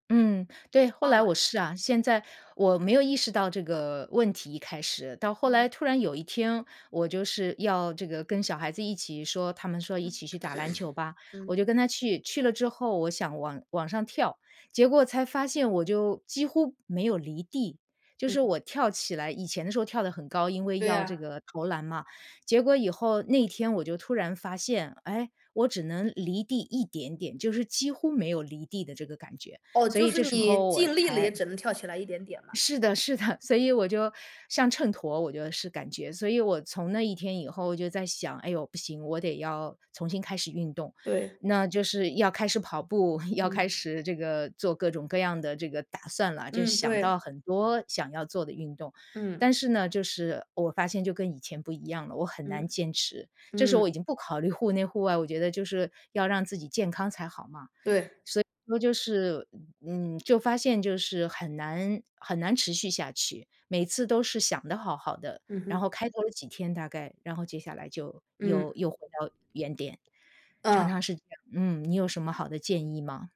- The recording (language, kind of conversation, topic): Chinese, advice, 你为什么开始了运动计划却很难长期坚持下去？
- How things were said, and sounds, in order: throat clearing; laughing while speaking: "是的"; chuckle